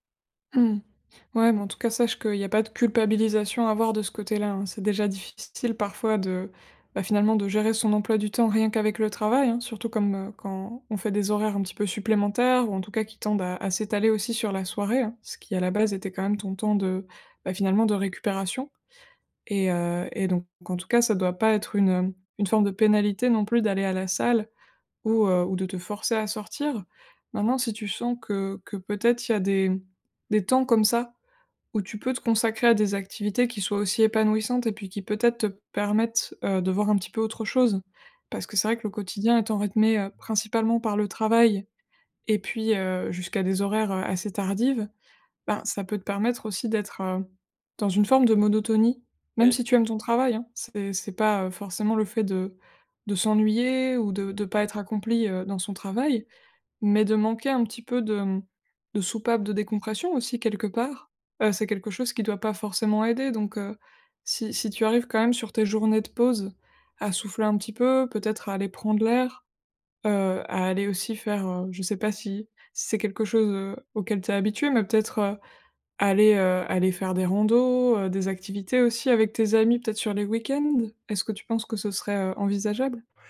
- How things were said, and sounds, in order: other background noise; "randonnées" said as "randos"
- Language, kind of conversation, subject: French, advice, Comment l’épuisement professionnel affecte-t-il votre vie personnelle ?